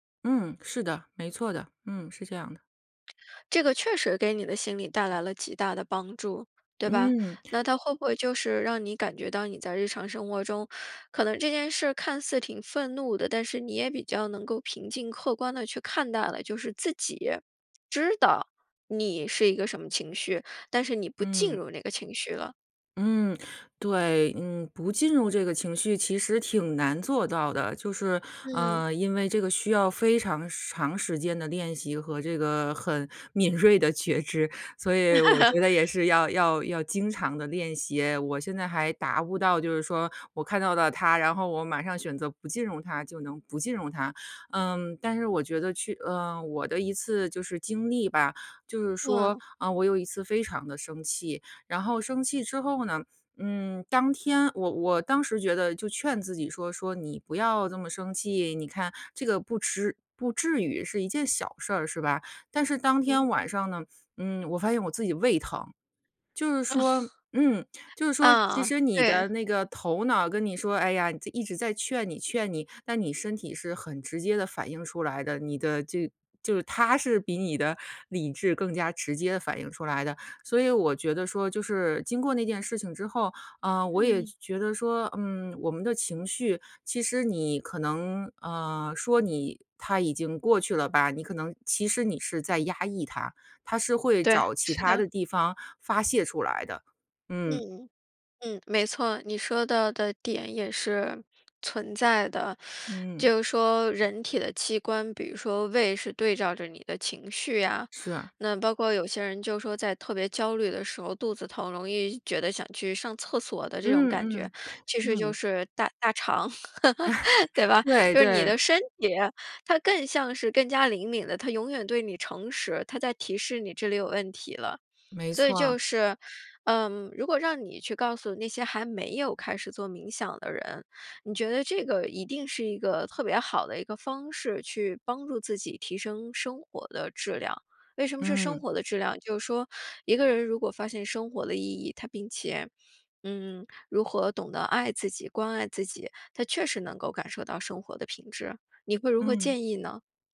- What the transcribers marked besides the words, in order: lip smack; laughing while speaking: "敏锐的觉知"; laugh; laughing while speaking: "嗯"; other background noise; laugh; laughing while speaking: "对，对"
- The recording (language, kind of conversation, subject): Chinese, podcast, 哪一种爱好对你的心理状态帮助最大？